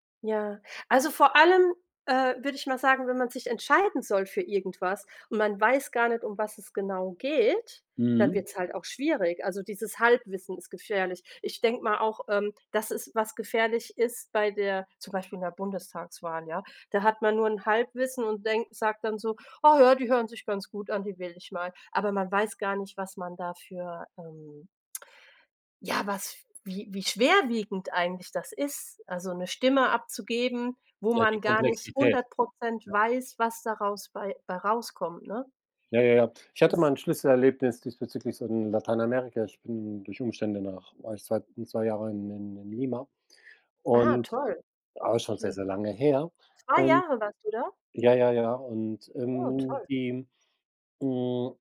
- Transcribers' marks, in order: tongue click; drawn out: "hm"
- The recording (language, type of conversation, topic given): German, unstructured, Wie wichtig ist dir Demokratie im Alltag?